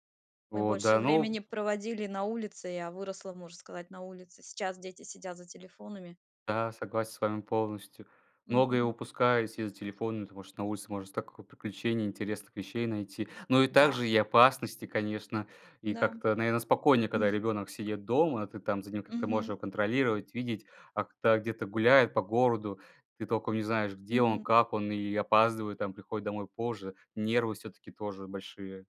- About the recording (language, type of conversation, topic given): Russian, unstructured, Как ты обычно проводишь время с семьёй или друзьями?
- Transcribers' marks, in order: tapping; laugh